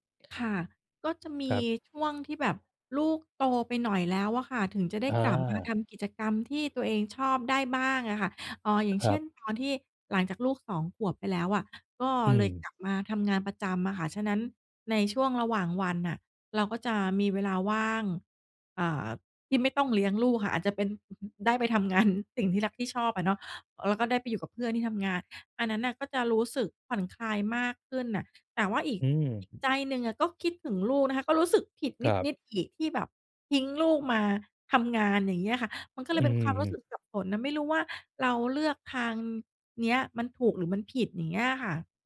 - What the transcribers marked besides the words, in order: other noise; laughing while speaking: "งาน"
- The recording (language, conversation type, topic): Thai, advice, คุณรู้สึกเหมือนสูญเสียความเป็นตัวเองหลังมีลูกหรือแต่งงานไหม?